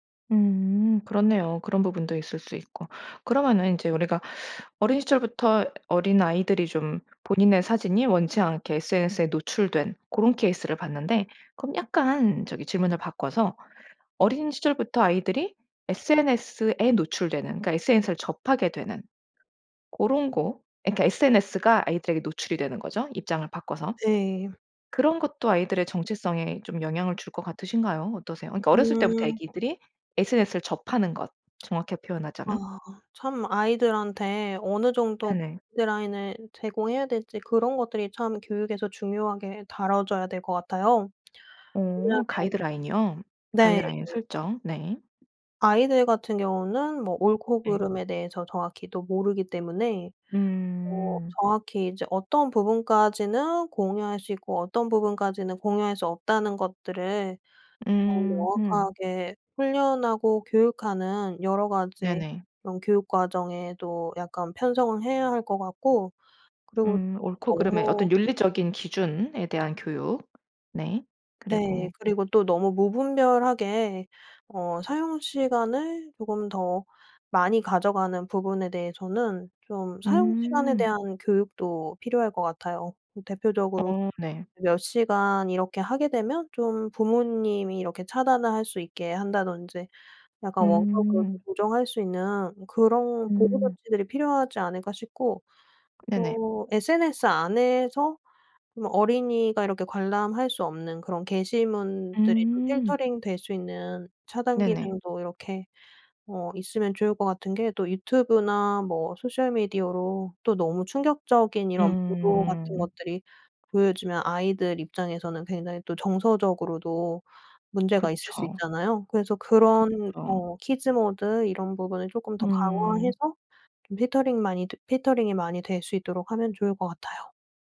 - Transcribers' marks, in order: tapping; lip smack; other background noise
- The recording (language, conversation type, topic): Korean, podcast, 어린 시절부터 SNS에 노출되는 것이 정체성 형성에 영향을 줄까요?